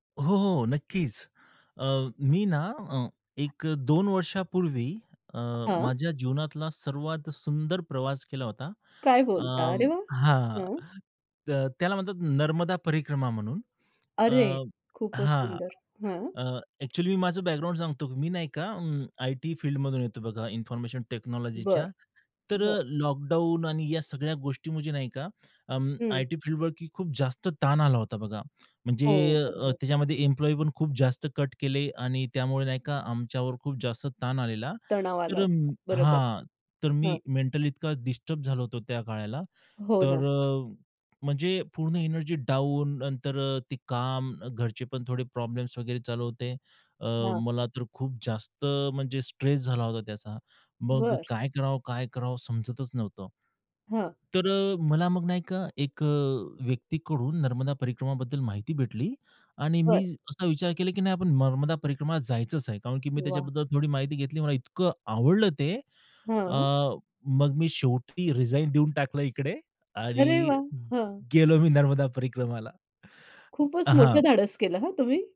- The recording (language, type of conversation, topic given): Marathi, podcast, आयुष्यभर आठवणीत राहिलेला कोणता प्रवास तुम्हाला आजही आठवतो?
- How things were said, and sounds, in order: other background noise; tapping; in English: "इन्फॉर्मेशन टेक्नॉलॉजीच्या"